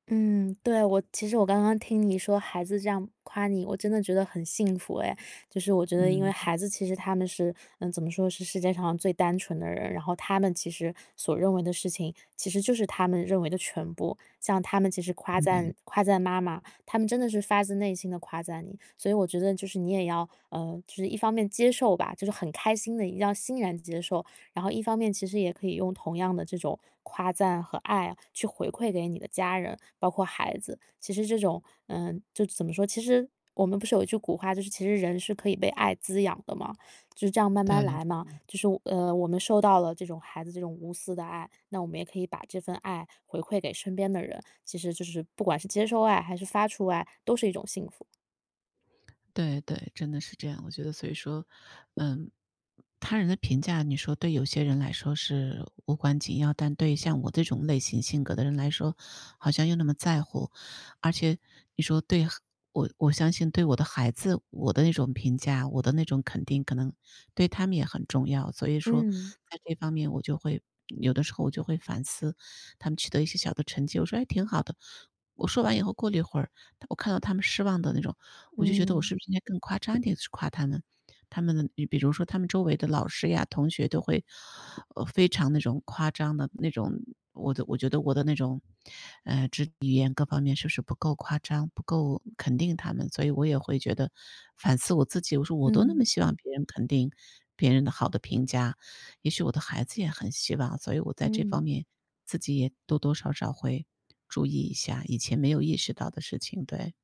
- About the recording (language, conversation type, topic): Chinese, advice, 如何面对别人的评价并保持自信？
- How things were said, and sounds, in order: other background noise; other noise